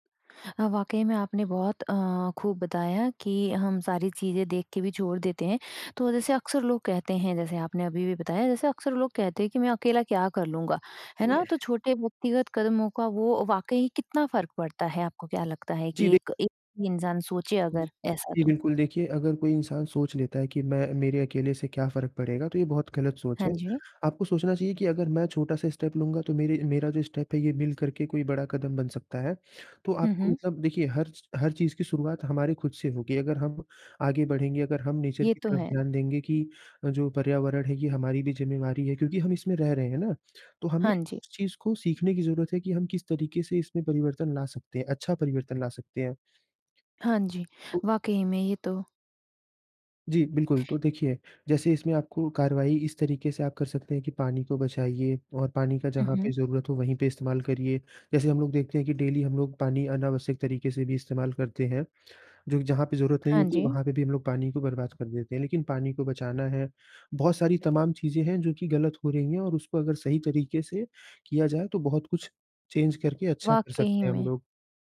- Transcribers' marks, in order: throat clearing; in English: "स्टेप"; in English: "स्टेप"; in English: "नेचर"; tapping; in English: "डेली"; in English: "चेंज"
- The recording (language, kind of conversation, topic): Hindi, podcast, एक आम व्यक्ति जलवायु कार्रवाई में कैसे शामिल हो सकता है?